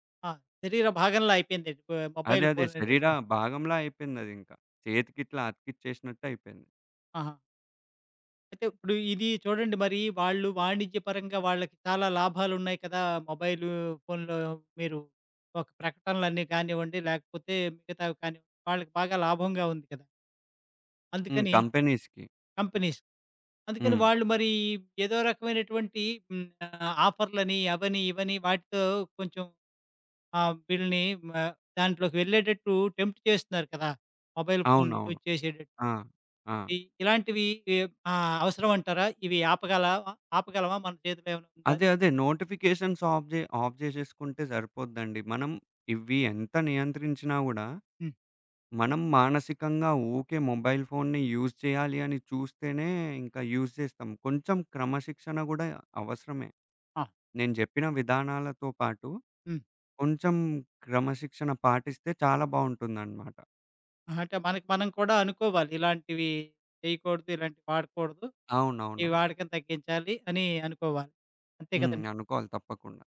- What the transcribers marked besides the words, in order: in English: "కంపెనీస్‌కి"; in English: "కంపినీస్"; in English: "బిల్‌ని"; in English: "టెంప్ట్"; in English: "మొబైల్ ఫోన్ యూజ్"; in English: "నోటిఫికేషన్స్ ఆఫ్"; in English: "ఆఫ్"; in English: "మొబైల్ ఫోన్‌ని యూజ్"; in English: "యూజ్"
- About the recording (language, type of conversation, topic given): Telugu, podcast, దృష్టి నిలబెట్టుకోవడానికి మీరు మీ ఫోన్ వినియోగాన్ని ఎలా నియంత్రిస్తారు?